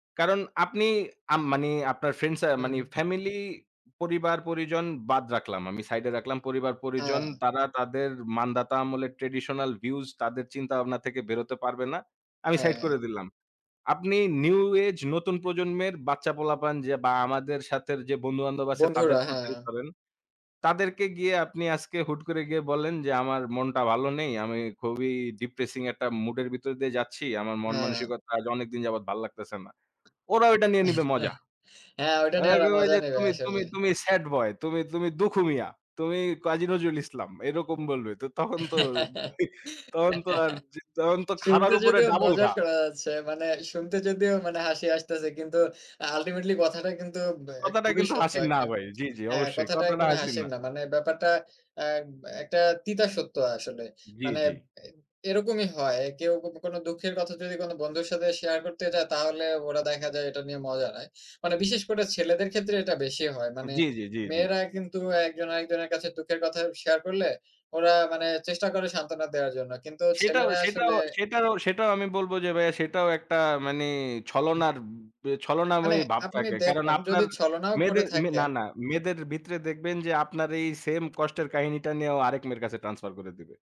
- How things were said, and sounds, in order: in English: "ট্র্যাডিশনাল ভিউস"; in English: "নিউ এজ"; chuckle; laugh
- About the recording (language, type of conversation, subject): Bengali, unstructured, কেন কিছু মানুষ মানসিক রোগ নিয়ে কথা বলতে লজ্জা বোধ করে?